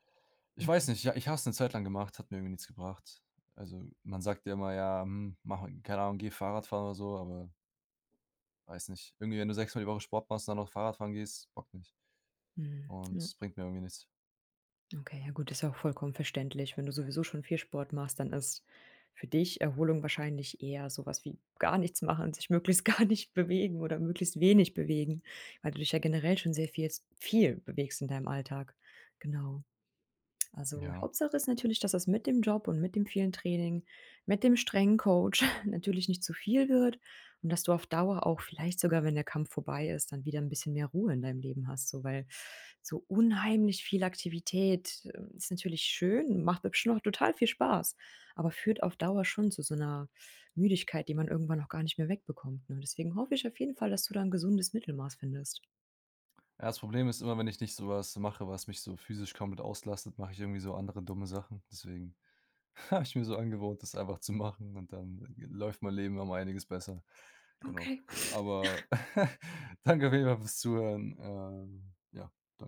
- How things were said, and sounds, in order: other background noise; laughing while speaking: "gar nicht"; chuckle; laughing while speaking: "habe"; chuckle; joyful: "danke auf jeden Fall fürs Zuhören"
- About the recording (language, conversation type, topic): German, advice, Wie bemerkst du bei dir Anzeichen von Übertraining und mangelnder Erholung, zum Beispiel an anhaltender Müdigkeit?